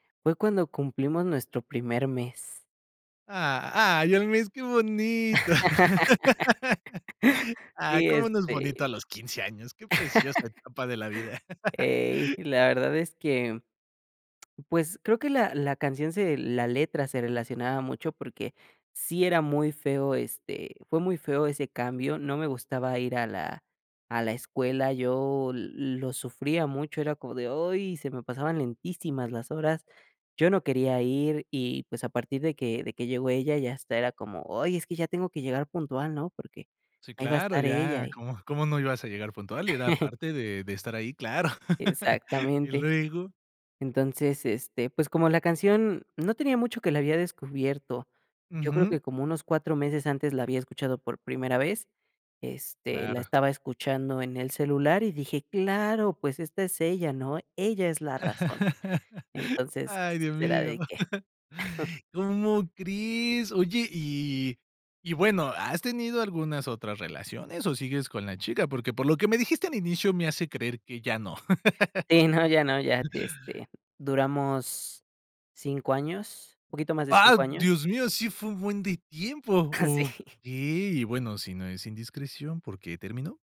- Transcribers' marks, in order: joyful: "¡Ah! ¡Ay, al mes! ¡Qué bonito!"; laugh; chuckle; chuckle; chuckle; laugh; chuckle; surprised: "¿Cómo crees?"; chuckle; chuckle; surprised: "¡Ah! ¡Dios mío! ¡Sí fue un buen de tiempo!"; chuckle
- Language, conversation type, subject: Spanish, podcast, ¿Qué canción te transporta a tu primer amor?